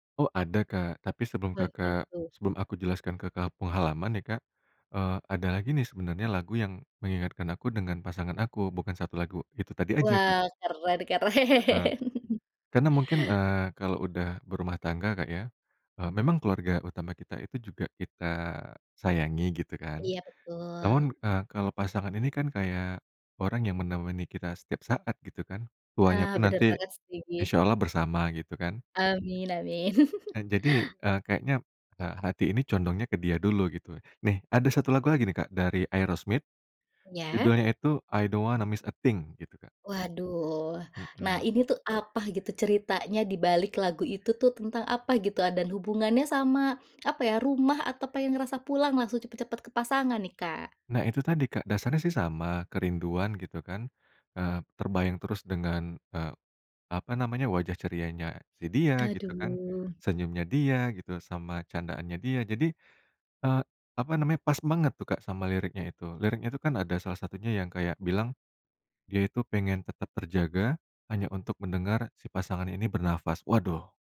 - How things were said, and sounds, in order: unintelligible speech; laughing while speaking: "keren"; tapping; other background noise; chuckle; bird
- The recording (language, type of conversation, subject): Indonesian, podcast, Apakah ada momen saat mendengar musik yang langsung membuat kamu merasa seperti pulang?